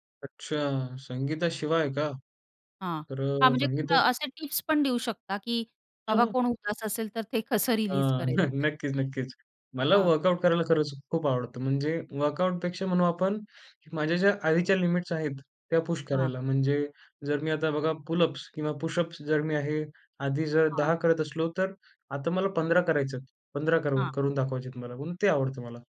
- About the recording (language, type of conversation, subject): Marathi, podcast, तुम्ही उदास असताना संगीत ऐकायची तुमची निवड कशी बदलते?
- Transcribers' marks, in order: laughing while speaking: "न नक्कीच"; in English: "वर्कआउट"; in English: "वर्कआउटपेक्षा"; tapping